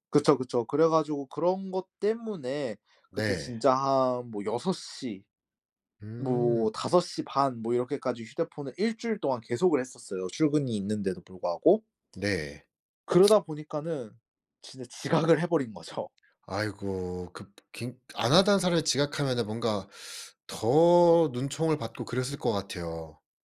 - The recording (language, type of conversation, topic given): Korean, podcast, 취침 전에 스마트폰 사용을 줄이려면 어떻게 하면 좋을까요?
- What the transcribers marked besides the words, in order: sniff; laughing while speaking: "지각을 해 버린 거죠"; other background noise